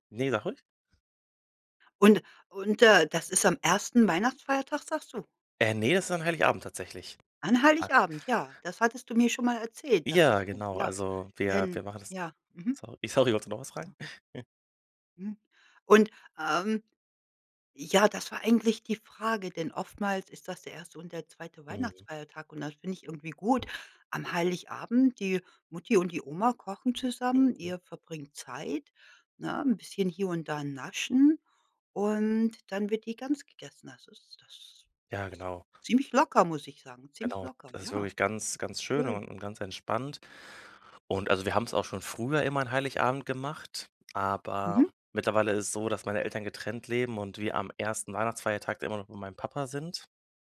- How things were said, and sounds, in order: chuckle
- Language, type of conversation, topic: German, podcast, Was verbindest du mit Festessen oder Familienrezepten?